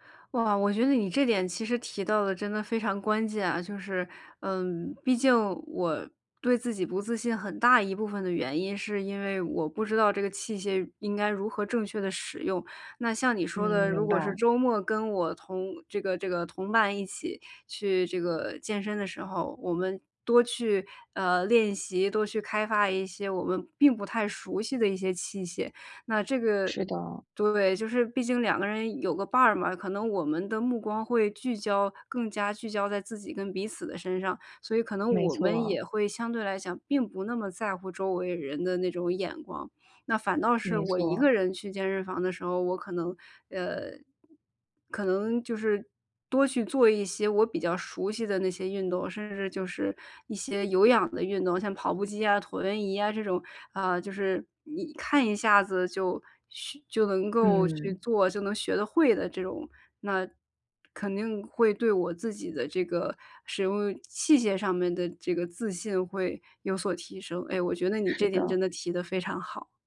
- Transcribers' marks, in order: none
- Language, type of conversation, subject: Chinese, advice, 如何在健身时建立自信？